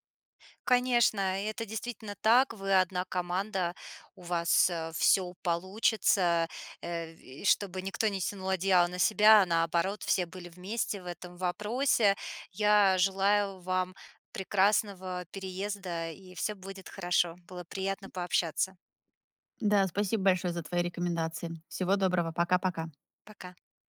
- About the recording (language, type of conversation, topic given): Russian, advice, Как разрешить разногласия о переезде или смене жилья?
- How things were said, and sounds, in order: other background noise; tapping